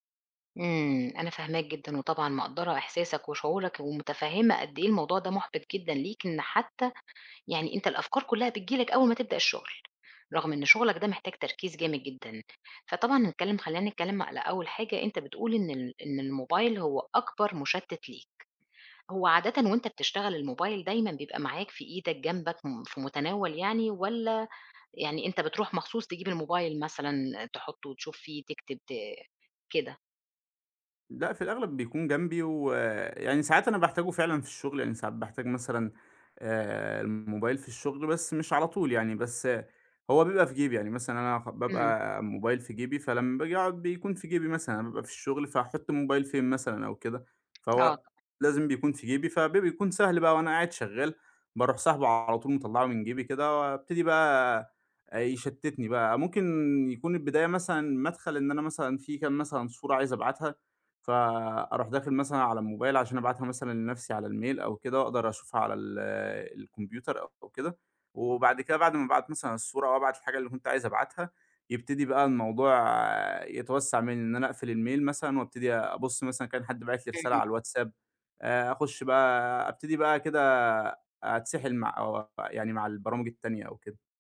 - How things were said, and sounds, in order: tapping; in English: "الميل"; in English: "الميل"
- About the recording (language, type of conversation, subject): Arabic, advice, إزاي أتعامل مع أفكار قلق مستمرة بتقطع تركيزي وأنا بكتب أو ببرمج؟